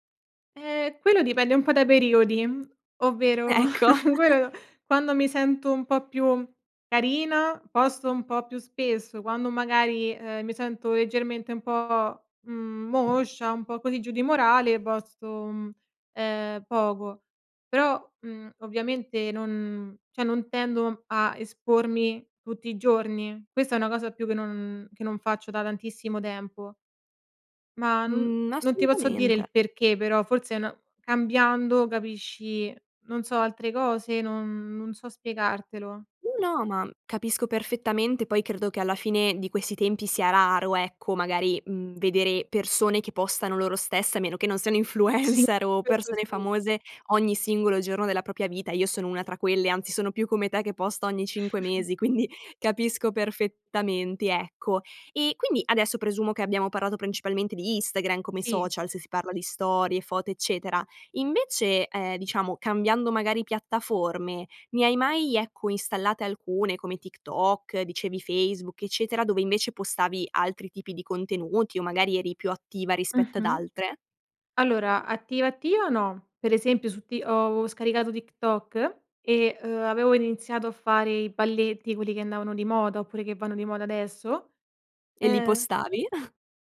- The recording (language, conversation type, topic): Italian, podcast, Cosa condividi e cosa non condividi sui social?
- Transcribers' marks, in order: laughing while speaking: "Ecco"; chuckle; laughing while speaking: "quello"; tapping; "cioè" said as "ceh"; laughing while speaking: "influencer"; laughing while speaking: "Sì"; chuckle; laughing while speaking: "quindi"; in English: "postavi"; in English: "postavi?"; chuckle